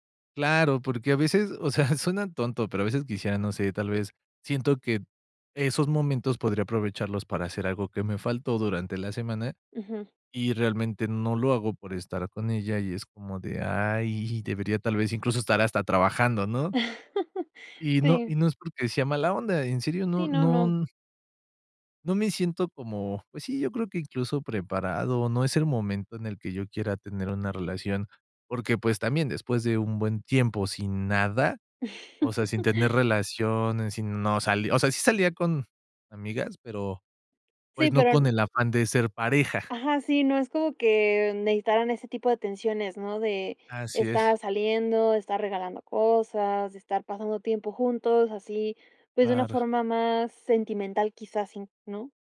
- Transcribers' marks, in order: chuckle; chuckle; chuckle; other noise
- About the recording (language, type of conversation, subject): Spanish, advice, ¿Cómo puedo pensar en terminar la relación sin sentirme culpable?